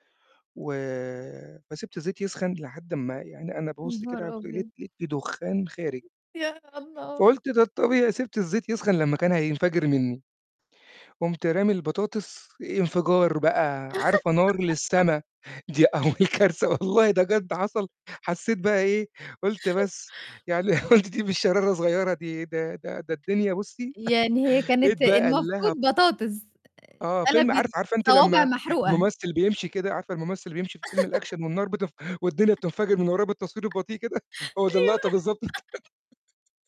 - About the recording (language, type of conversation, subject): Arabic, podcast, إيه أكبر كارثة حصلتلك في المطبخ، وإزاي قدرت تحلّيها؟
- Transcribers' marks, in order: laugh; laughing while speaking: "دي أول كارثة والله ده"; other noise; laughing while speaking: "يعني قُلت دي مش شرارة صغيّرة دي ده ده ده الدنيا بُصّي"; chuckle; laugh; tapping; laughing while speaking: "أيوه"; laughing while speaking: "كده، هو ده اللقطة بالضبط"; laugh